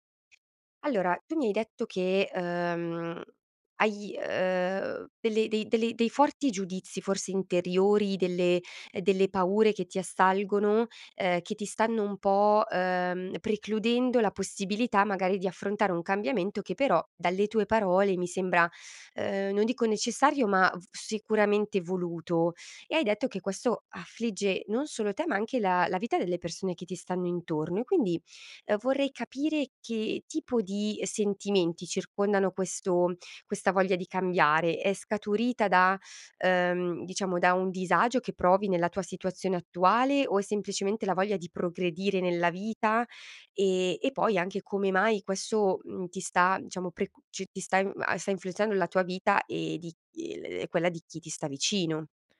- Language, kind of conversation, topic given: Italian, advice, Come posso cambiare vita se ho voglia di farlo ma ho paura di fallire?
- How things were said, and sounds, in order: other background noise